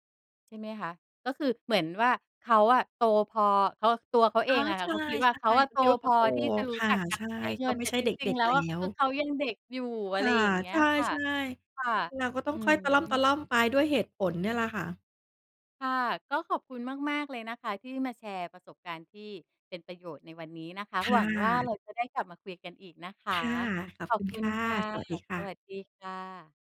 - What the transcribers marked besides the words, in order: none
- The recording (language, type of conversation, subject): Thai, podcast, คุณสอนเด็กให้ใช้เทคโนโลยีอย่างปลอดภัยยังไง?